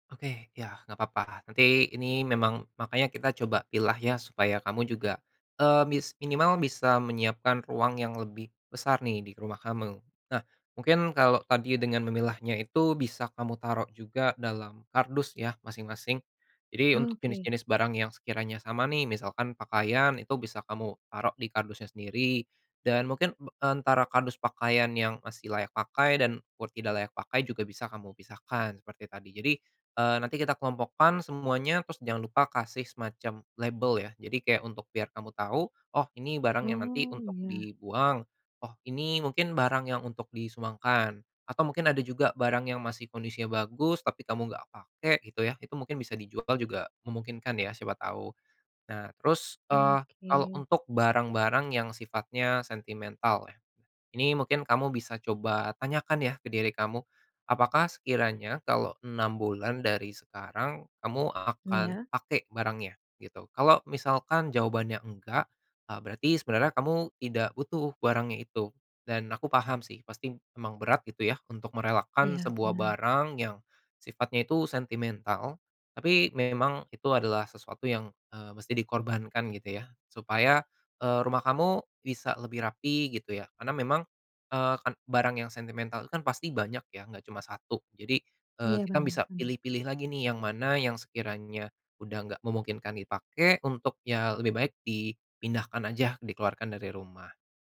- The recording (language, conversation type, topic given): Indonesian, advice, Bagaimana cara menentukan barang mana yang perlu disimpan dan mana yang sebaiknya dibuang di rumah?
- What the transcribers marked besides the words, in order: tapping